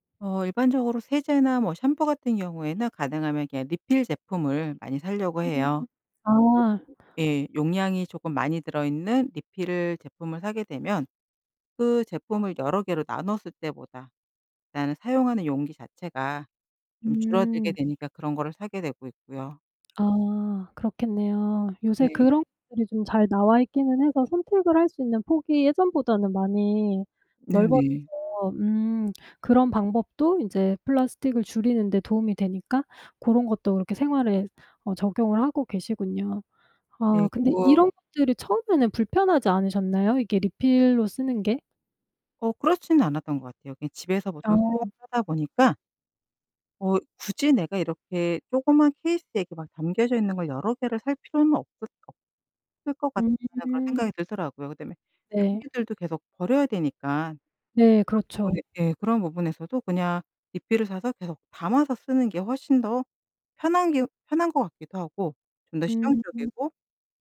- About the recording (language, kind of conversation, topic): Korean, podcast, 플라스틱 사용을 현실적으로 줄일 수 있는 방법은 무엇인가요?
- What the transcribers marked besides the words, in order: tapping; unintelligible speech; other background noise